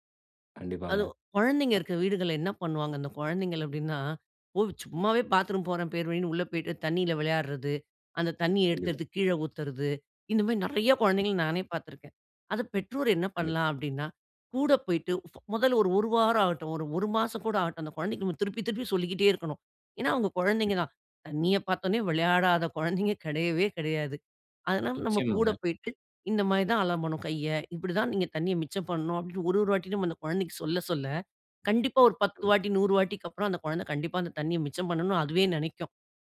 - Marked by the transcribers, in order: other noise; other background noise
- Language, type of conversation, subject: Tamil, podcast, நாம் எல்லோரும் நீரை எப்படி மிச்சப்படுத்தலாம்?